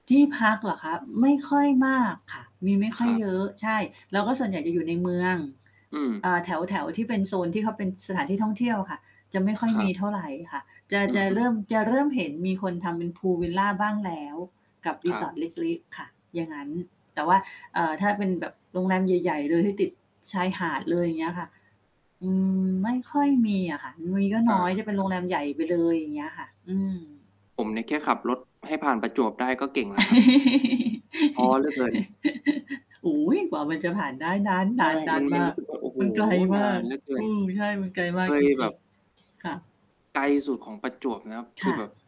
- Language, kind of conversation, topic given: Thai, unstructured, กิจกรรมอะไรที่คุณทำแล้วรู้สึกมีความสุขที่สุด?
- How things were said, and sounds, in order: static; distorted speech; chuckle